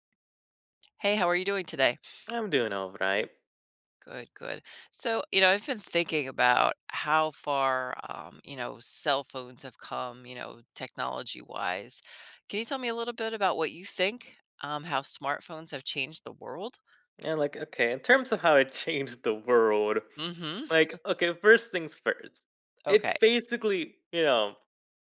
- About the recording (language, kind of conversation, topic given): English, unstructured, How have smartphones changed the world?
- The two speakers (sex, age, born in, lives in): female, 50-54, United States, United States; male, 20-24, United States, United States
- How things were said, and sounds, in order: laughing while speaking: "changed"; chuckle; other background noise